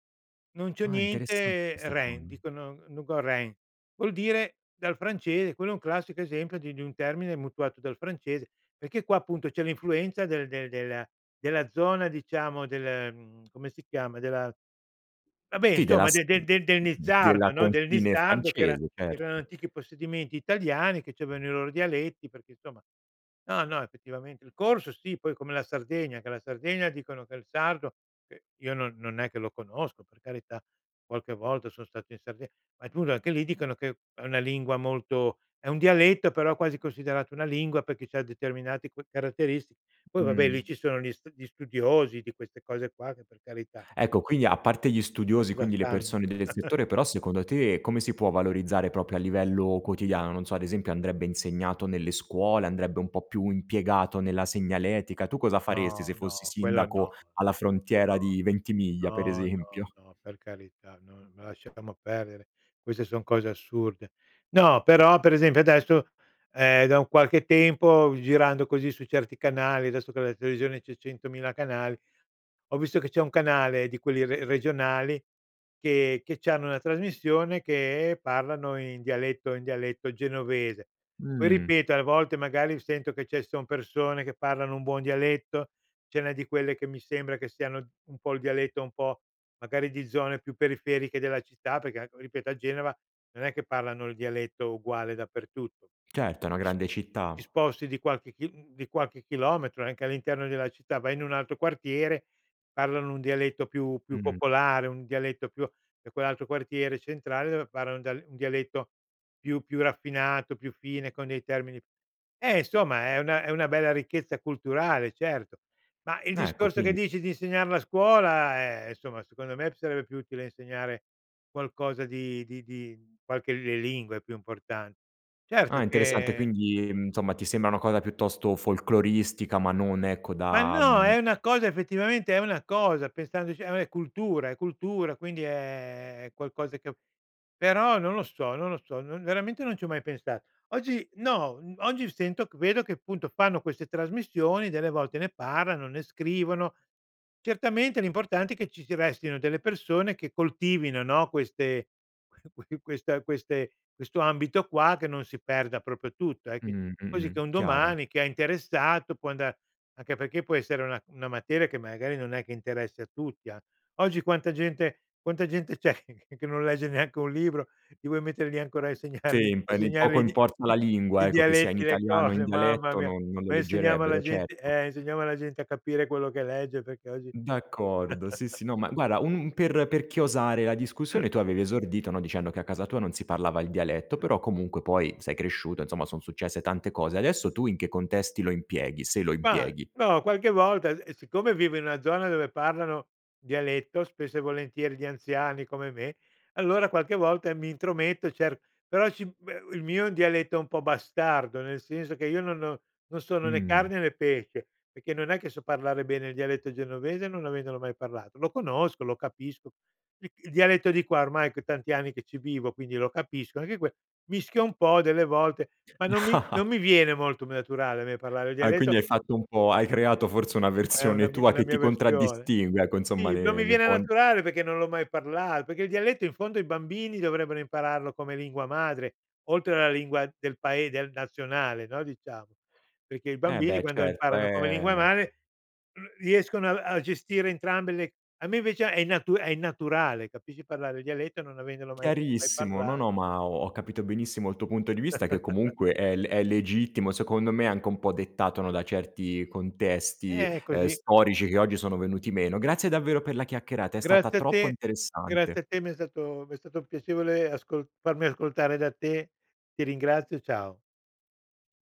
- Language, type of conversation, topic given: Italian, podcast, In casa vostra si parlava un dialetto o altre lingue?
- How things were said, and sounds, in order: in French: "rein"; in French: "no go rein"; tapping; "Sì" said as "tì"; "quindi" said as "quini"; chuckle; "proprio" said as "propio"; laughing while speaking: "esempio?"; "adesso" said as "desso"; "insomma" said as "nzomma"; "proprio" said as "propio"; laughing while speaking: "c'è che che non legge neanche"; "lì" said as "nì"; laughing while speaking: "insegnargli"; chuckle; laughing while speaking: "cose"; "guarda" said as "guara"; chuckle; other noise; chuckle; chuckle